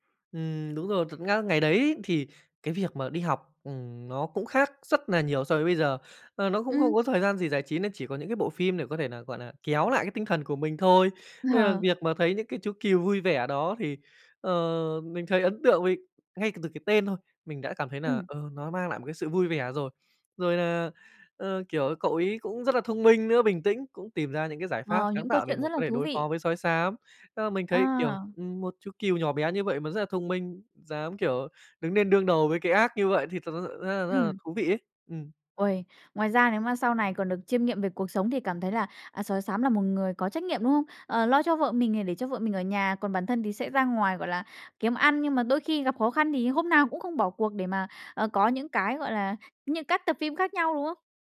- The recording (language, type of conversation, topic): Vietnamese, podcast, Bạn nhớ nhất chương trình truyền hình nào của tuổi thơ mình?
- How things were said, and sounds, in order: laughing while speaking: "Ờ"; tapping